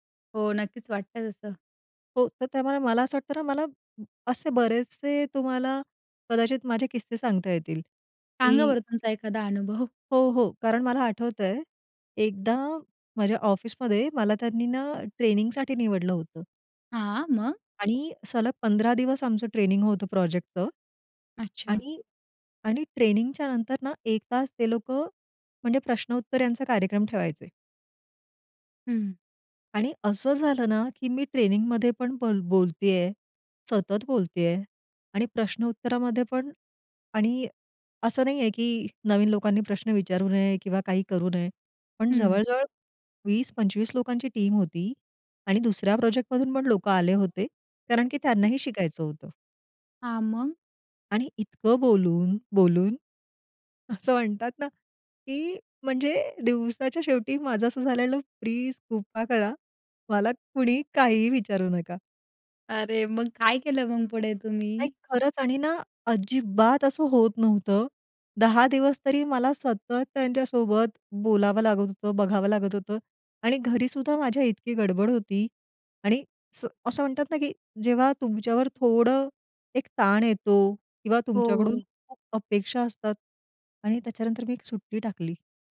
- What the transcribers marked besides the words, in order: tapping; other background noise; in English: "टीम"; laughing while speaking: "असं म्हणतात ना"
- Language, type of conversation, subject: Marathi, podcast, कधी एकांत गरजेचा असतो असं तुला का वाटतं?